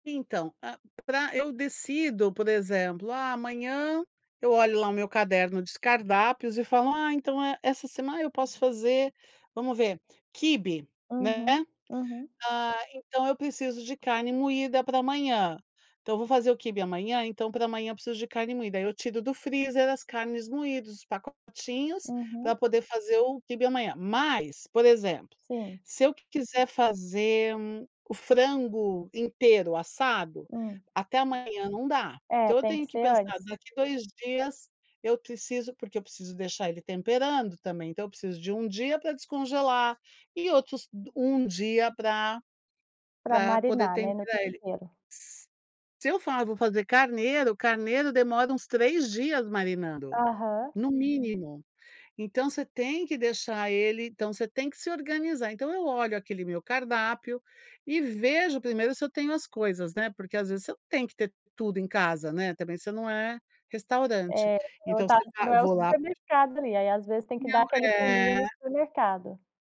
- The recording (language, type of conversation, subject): Portuguese, podcast, Como você organiza a cozinha para facilitar o preparo das refeições?
- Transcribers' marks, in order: tapping; unintelligible speech; other noise